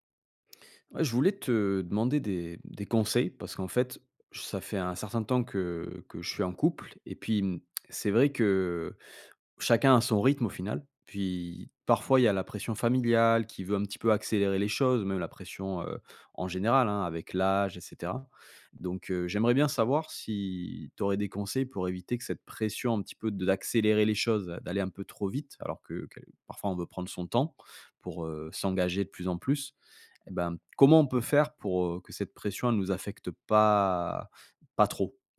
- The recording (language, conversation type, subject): French, advice, Quelle pression ta famille exerce-t-elle pour que tu te maries ou que tu officialises ta relation ?
- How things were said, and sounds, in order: none